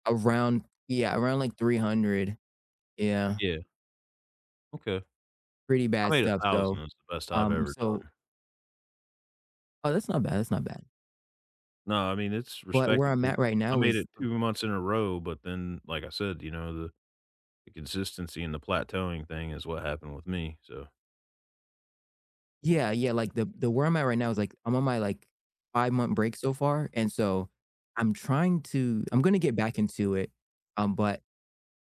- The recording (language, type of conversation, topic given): English, unstructured, What skill, habit, or passion are you working to improve right now, and why?
- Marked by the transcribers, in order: other background noise